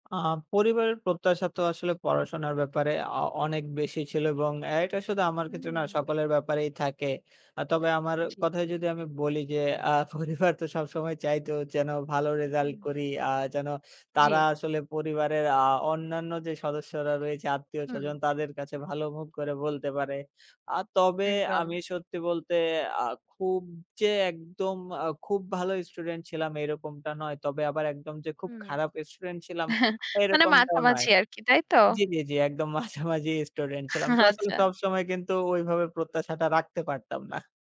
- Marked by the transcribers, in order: chuckle; laughing while speaking: "মাঝামাঝি"; chuckle; laughing while speaking: "আচ্ছা"
- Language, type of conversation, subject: Bengali, podcast, তোমার পড়াশোনা নিয়ে পরিবারের প্রত্যাশা কেমন ছিল?